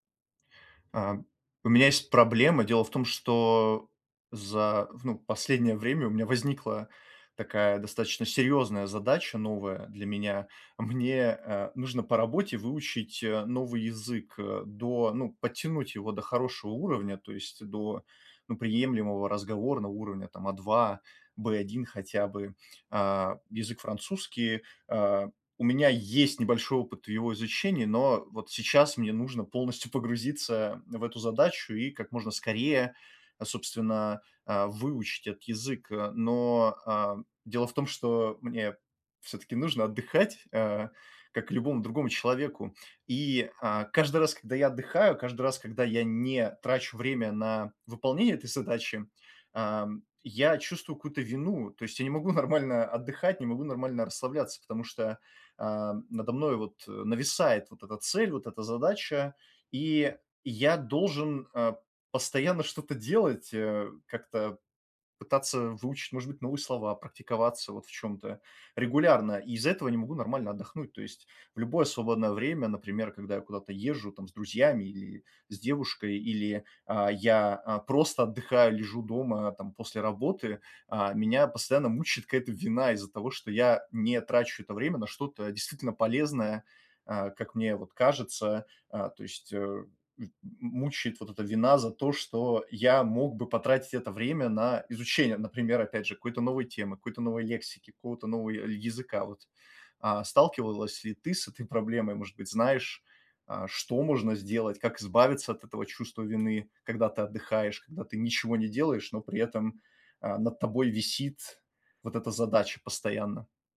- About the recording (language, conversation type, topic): Russian, advice, Как перестать корить себя за отдых и перерывы?
- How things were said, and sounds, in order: laughing while speaking: "Мне"; laughing while speaking: "погрузиться"; laughing while speaking: "отдыхать"; laughing while speaking: "нормально"; tapping